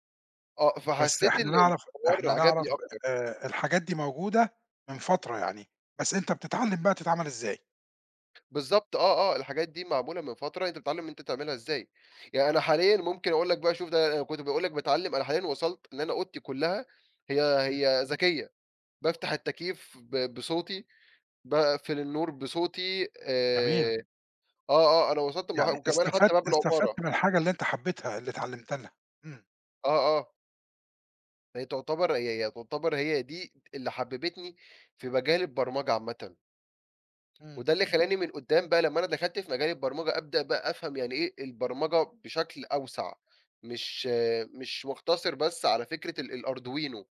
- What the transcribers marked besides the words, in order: tapping
- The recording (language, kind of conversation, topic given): Arabic, podcast, إزاي بدأت رحلتك مع التعلّم وإيه اللي شجّعك من الأول؟